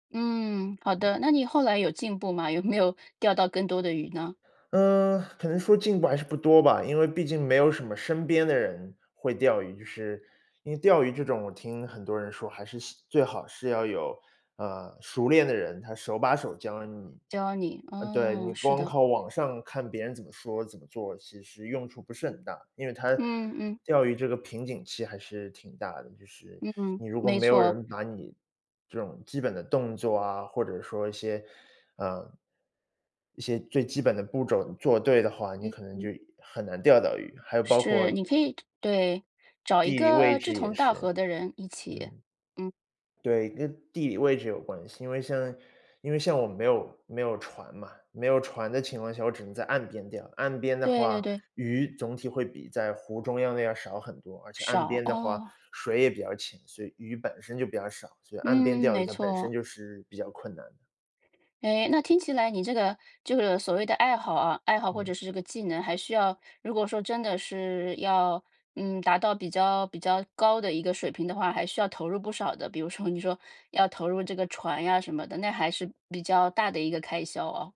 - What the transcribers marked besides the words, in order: other background noise; other noise
- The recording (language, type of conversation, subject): Chinese, podcast, 自学一门技能应该从哪里开始？